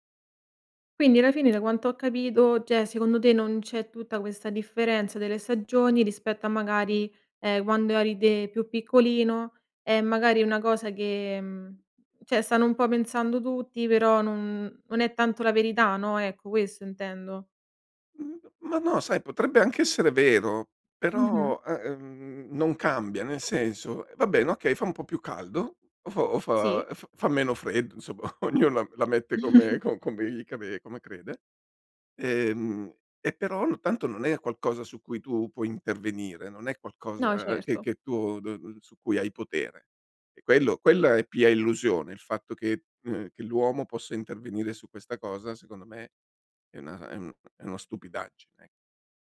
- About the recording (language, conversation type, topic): Italian, podcast, In che modo i cambiamenti climatici stanno modificando l’andamento delle stagioni?
- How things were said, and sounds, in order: "cioè" said as "ceh"; "cioè" said as "ceh"; laughing while speaking: "insomma"; chuckle